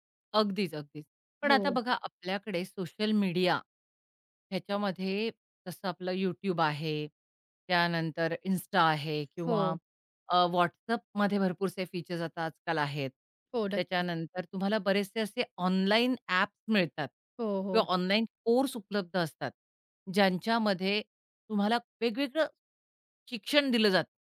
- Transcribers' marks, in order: other background noise; tapping
- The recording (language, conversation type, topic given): Marathi, podcast, इंटरनेटमुळे तुमच्या शिकण्याच्या पद्धतीत काही बदल झाला आहे का?